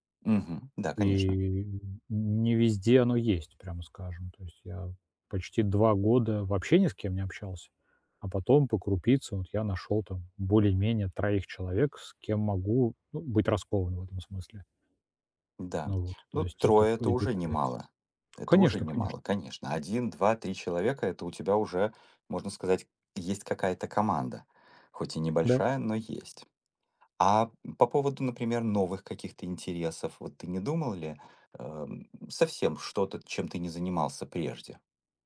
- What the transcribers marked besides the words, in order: other background noise
- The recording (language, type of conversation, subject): Russian, advice, Как мне понять, что действительно важно для меня в жизни?